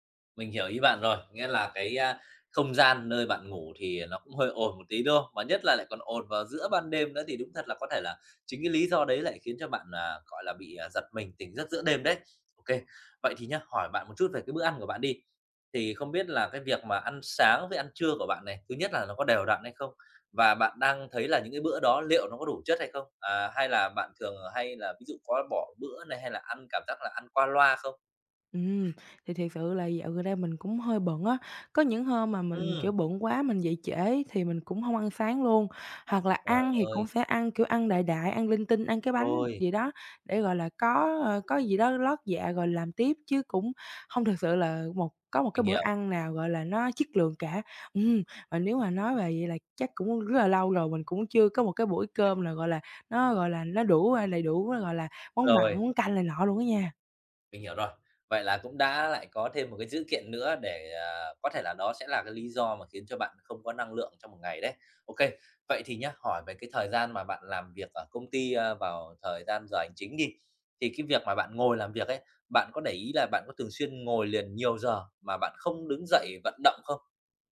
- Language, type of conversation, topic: Vietnamese, advice, Làm thế nào để duy trì năng lượng suốt cả ngày mà không cảm thấy mệt mỏi?
- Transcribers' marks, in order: other background noise; unintelligible speech